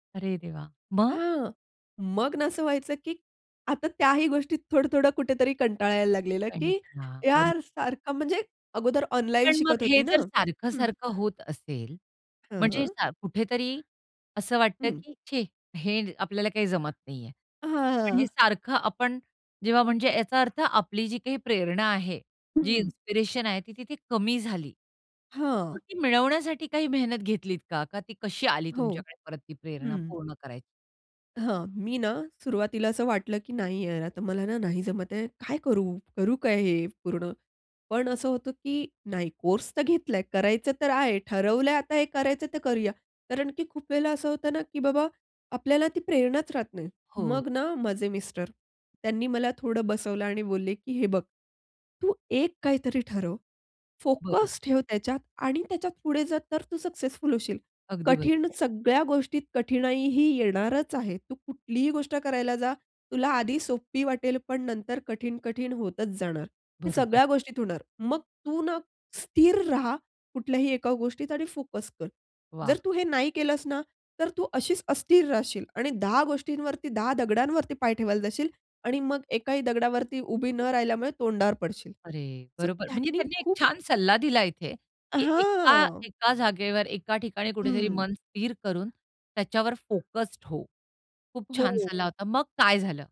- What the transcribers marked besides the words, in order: anticipating: "मग?"; laughing while speaking: "हां"; in English: "इन्स्पिरेशन"; other background noise; in English: "फोकस"; in English: "सो"; drawn out: "हां"
- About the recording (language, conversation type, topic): Marathi, podcast, शिकत असताना तुम्ही प्रेरणा कशी टिकवून ठेवता?